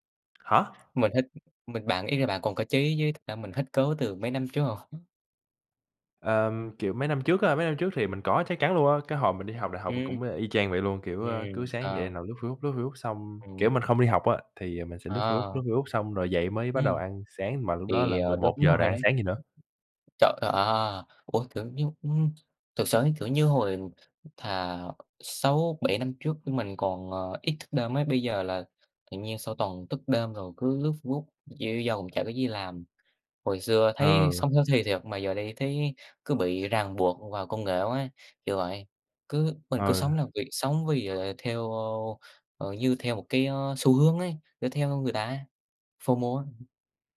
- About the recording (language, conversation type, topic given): Vietnamese, unstructured, Công nghệ hiện đại có khiến cuộc sống của chúng ta bị kiểm soát quá mức không?
- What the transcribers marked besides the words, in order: tapping; other background noise; in English: "healthy"; in English: "phô mô"